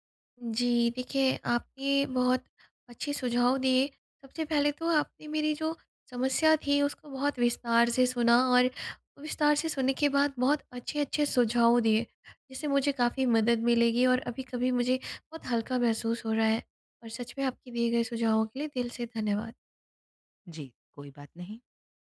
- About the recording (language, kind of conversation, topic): Hindi, advice, मैं दोस्तों के साथ सीमाएँ कैसे तय करूँ?
- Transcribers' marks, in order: none